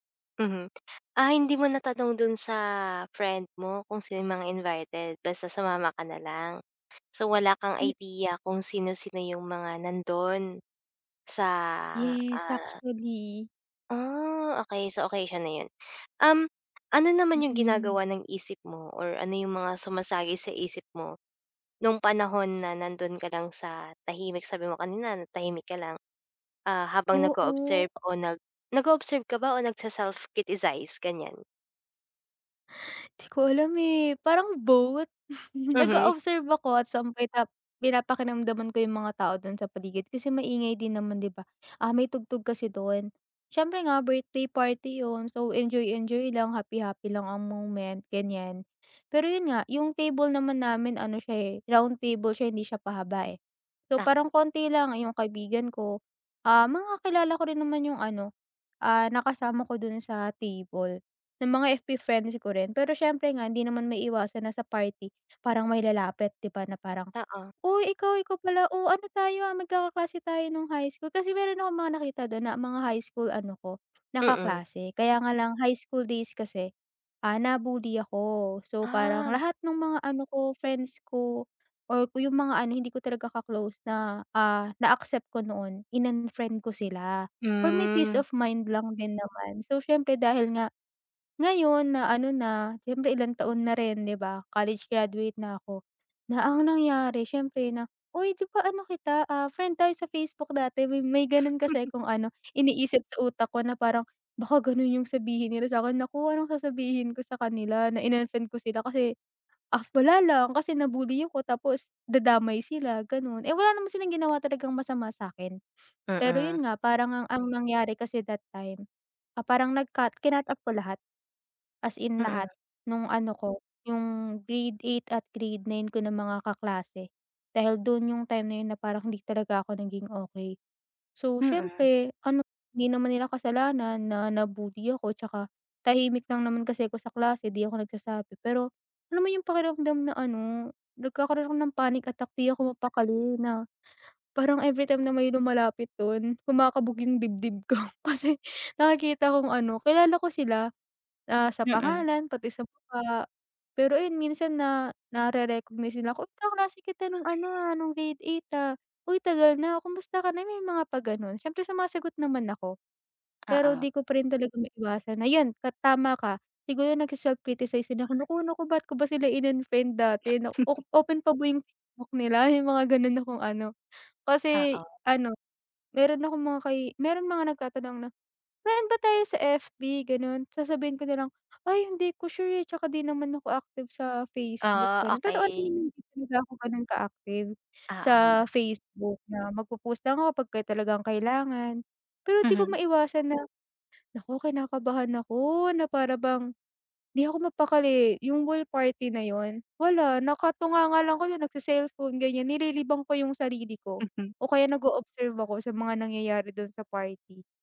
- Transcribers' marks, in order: other background noise; tapping; laugh; unintelligible speech; laugh; laugh; chuckle; other noise
- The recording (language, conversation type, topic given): Filipino, advice, Bakit pakiramdam ko ay naiiba ako at naiilang kapag kasama ko ang barkada?